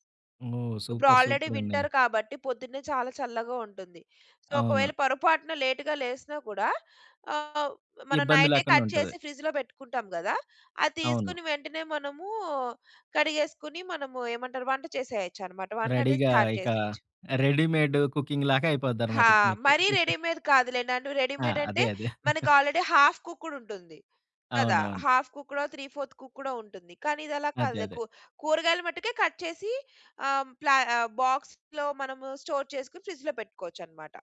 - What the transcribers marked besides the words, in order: in English: "సూపర్! సూపర్!"; in English: "ఆల్రెడీ వింటర్"; in English: "సో"; in English: "లేట్‌గా"; in English: "కట్"; in English: "స్టార్ట్"; in English: "రెడీగా"; in English: "రెడీమేడ్ కుకింగ్‌లాగా"; in English: "రెడీమేడ్"; chuckle; in English: "రెడీమేడ్"; in English: "ఆల్రెడీ హాఫ్ కుక్కుడ్"; chuckle; in English: "హాఫ్"; in English: "త్రీ ఫోర్త్"; in English: "కట్"; in English: "బాక్స్‌లో"; in English: "స్టోర్"
- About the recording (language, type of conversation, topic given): Telugu, podcast, మీల్‌ప్రెప్ కోసం సులభ సూచనలు ఏమిటి?